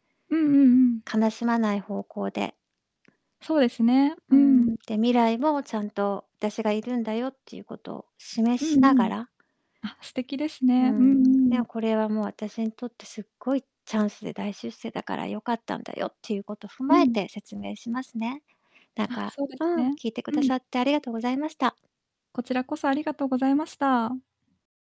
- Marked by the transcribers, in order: distorted speech
- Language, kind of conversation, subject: Japanese, advice, 友人や家族に別れをどのように説明すればよいか悩んでいるのですが、どう伝えるのがよいですか？